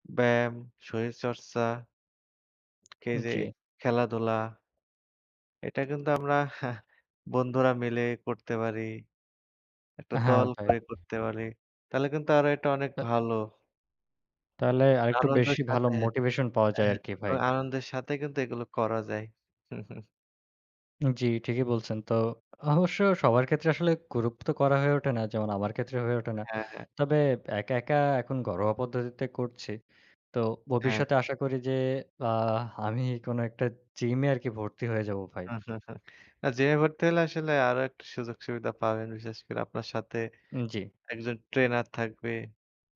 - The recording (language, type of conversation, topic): Bengali, unstructured, আপনার দৈনন্দিন শরীরচর্চার রুটিন কেমন, আপনি কেন ব্যায়াম করতে পছন্দ করেন, এবং খেলাধুলা আপনার জীবনে কতটা গুরুত্বপূর্ণ?
- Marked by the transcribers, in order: tapping; other background noise; laughing while speaking: "আমরা"; chuckle; "গ্রুপ" said as "গুরুপ"; chuckle